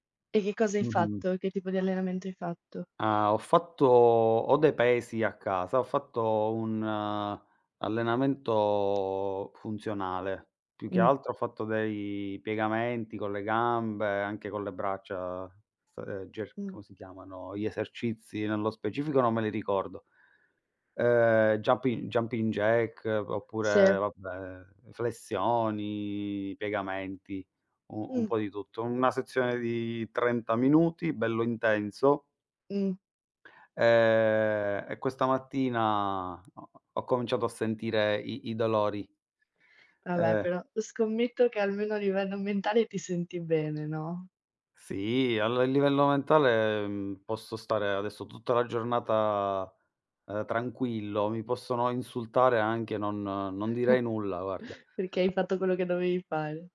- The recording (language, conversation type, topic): Italian, unstructured, Cosa ti motiva a continuare a fare esercizio con regolarità?
- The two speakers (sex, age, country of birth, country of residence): female, 20-24, Italy, Italy; male, 35-39, Italy, Italy
- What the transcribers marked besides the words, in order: tapping; drawn out: "allenamento"; other background noise; chuckle